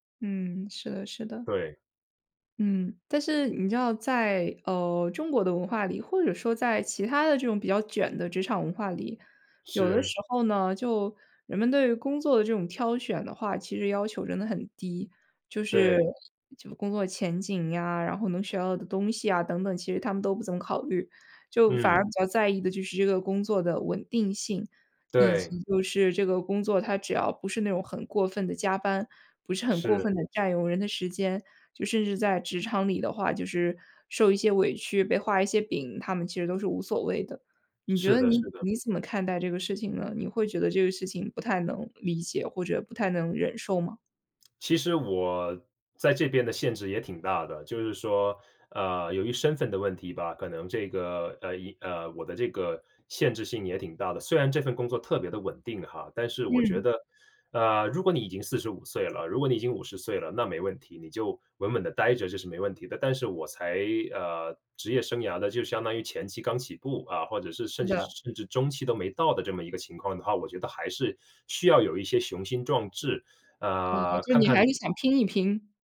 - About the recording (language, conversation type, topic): Chinese, podcast, 你有过职业倦怠的经历吗？
- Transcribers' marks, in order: other background noise